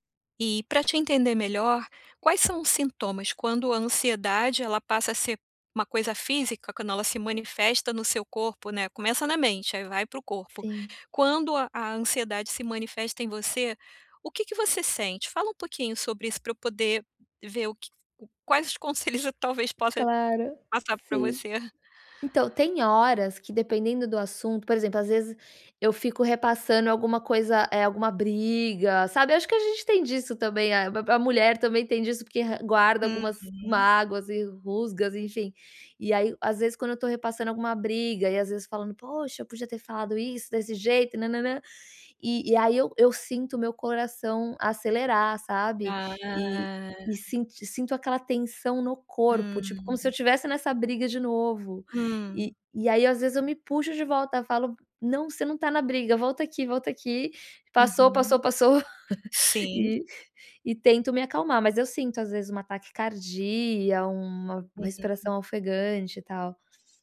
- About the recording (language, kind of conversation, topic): Portuguese, advice, Como posso acalmar a mente rapidamente?
- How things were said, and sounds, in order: chuckle; tapping